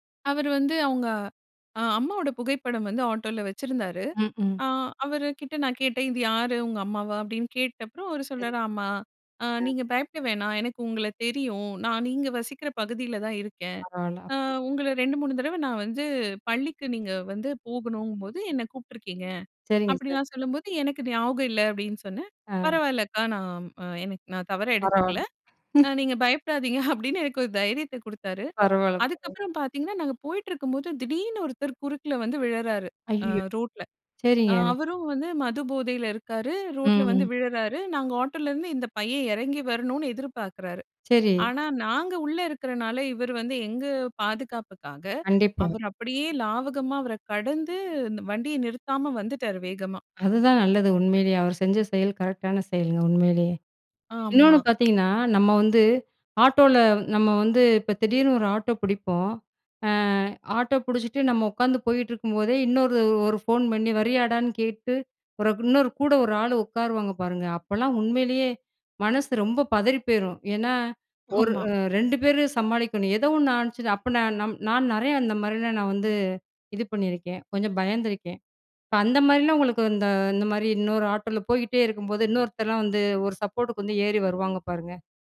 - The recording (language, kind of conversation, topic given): Tamil, podcast, பயணத்தின் போது உங்களுக்கு ஏற்பட்ட மிகப் பெரிய அச்சம் என்ன, அதை நீங்கள் எப்படிக் கடந்து வந்தீர்கள்?
- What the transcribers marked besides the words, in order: unintelligible speech; other background noise; unintelligible speech; other noise; unintelligible speech; laughing while speaking: "அப்படின்னு"; unintelligible speech; afraid: "ஐயயோ!"